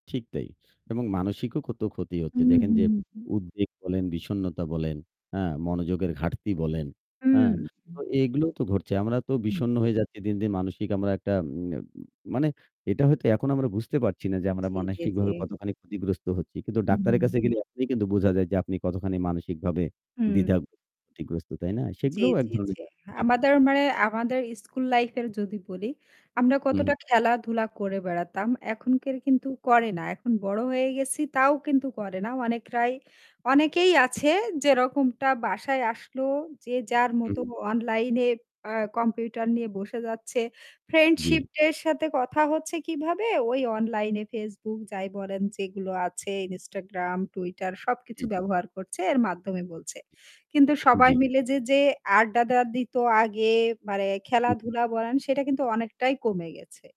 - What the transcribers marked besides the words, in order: static; other background noise; distorted speech; "ফ্রেন্ডশিপ" said as "ফ্রেন্ডশিপ্ট"
- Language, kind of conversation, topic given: Bengali, unstructured, প্রতিদিনের প্রযুক্তি আমাদের জীবনকে কীভাবে বদলে দিয়েছে?